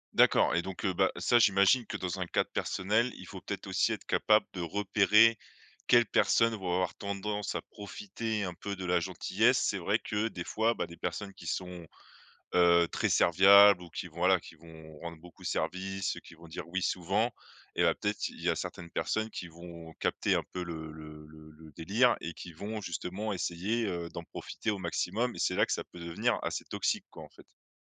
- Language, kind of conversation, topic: French, podcast, Comment apprendre à poser des limites sans se sentir coupable ?
- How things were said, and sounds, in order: none